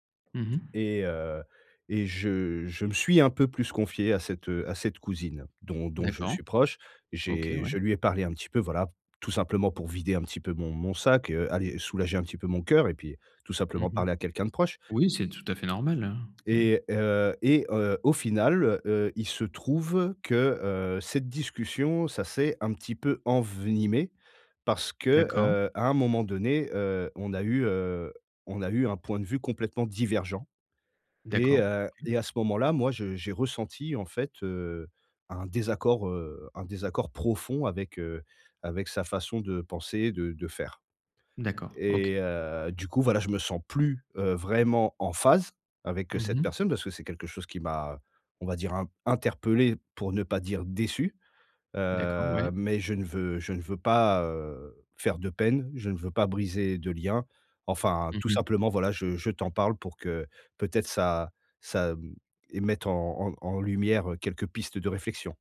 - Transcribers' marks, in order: other background noise
- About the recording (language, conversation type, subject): French, advice, Comment puis-je exprimer une critique sans blesser mon interlocuteur ?